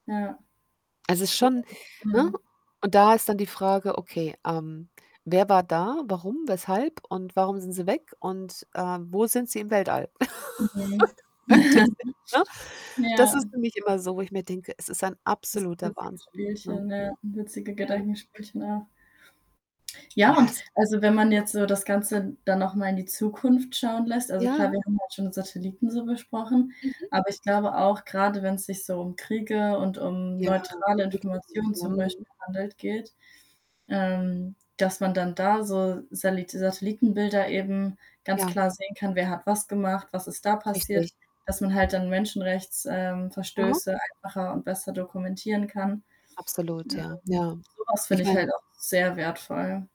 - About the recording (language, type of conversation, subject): German, unstructured, Wie hat die Raumfahrt unser Verständnis der Erde verändert?
- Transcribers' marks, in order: static; distorted speech; other background noise; laugh; unintelligible speech; chuckle; unintelligible speech; tapping